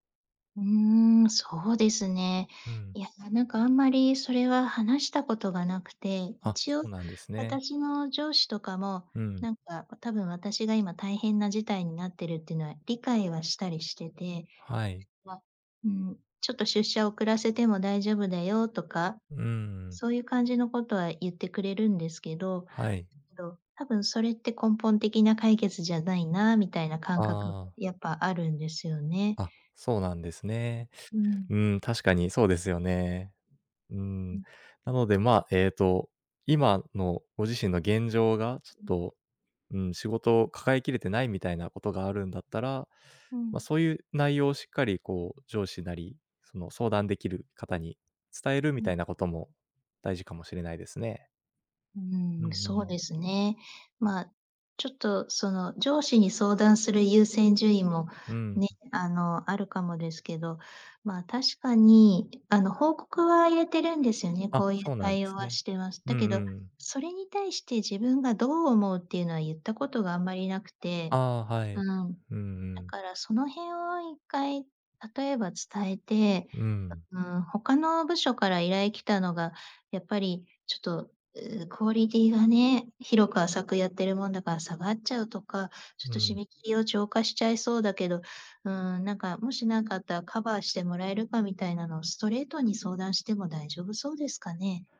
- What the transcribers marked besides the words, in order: unintelligible speech; unintelligible speech; other noise; tapping; other background noise
- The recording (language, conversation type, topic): Japanese, advice, 締め切りのプレッシャーで手が止まっているのですが、どうすれば状況を整理して作業を進められますか？